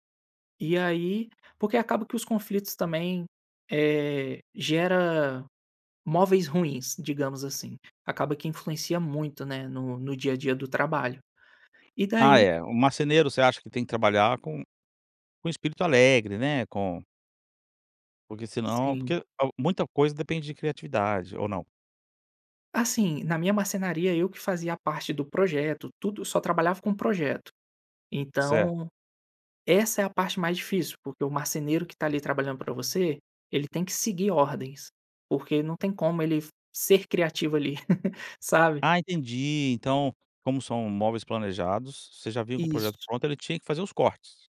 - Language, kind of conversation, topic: Portuguese, podcast, Como dar um feedback difícil sem perder a confiança da outra pessoa?
- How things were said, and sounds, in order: laugh; other background noise